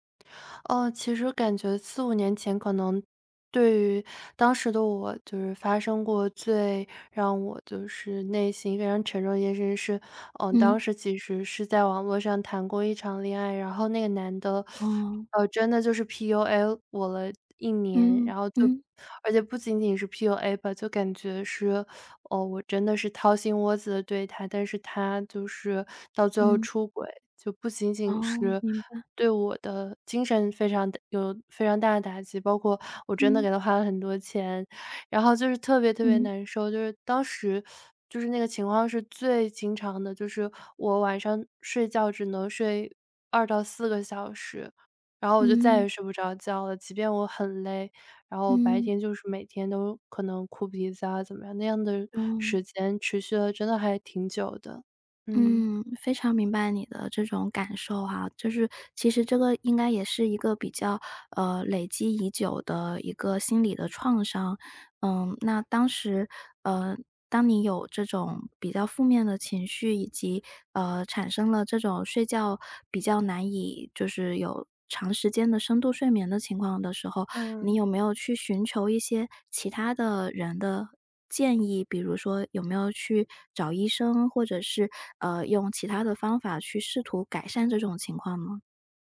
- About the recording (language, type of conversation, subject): Chinese, advice, 你经常半夜醒来后很难再睡着吗？
- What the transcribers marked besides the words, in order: teeth sucking; teeth sucking; "打" said as "大"; teeth sucking